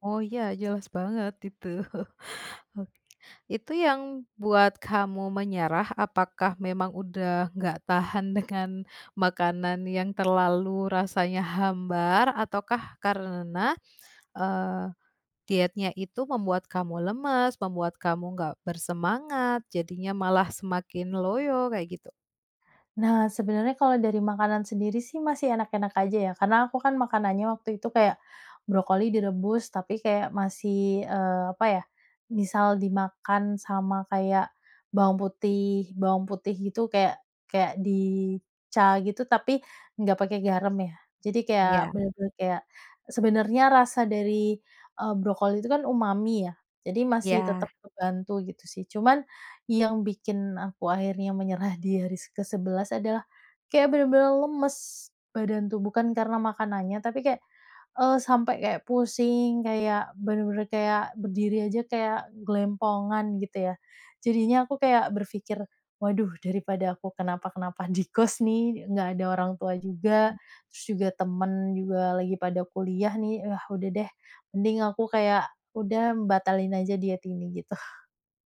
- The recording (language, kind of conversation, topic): Indonesian, podcast, Apa kebiasaan makan sehat yang paling mudah menurutmu?
- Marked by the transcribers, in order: chuckle; other background noise